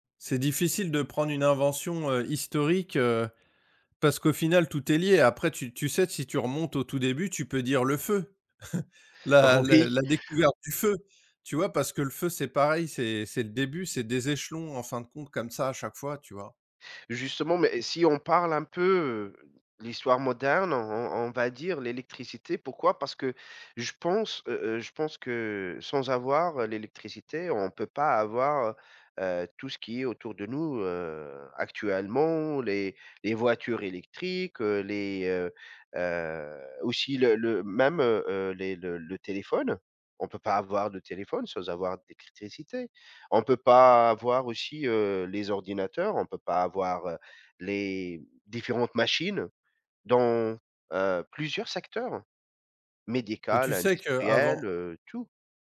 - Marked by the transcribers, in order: tapping; chuckle; laughing while speaking: "Oh oui"; "d'électricité" said as "décritricité"
- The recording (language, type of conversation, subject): French, unstructured, Quelle invention historique te semble la plus importante dans notre vie aujourd’hui ?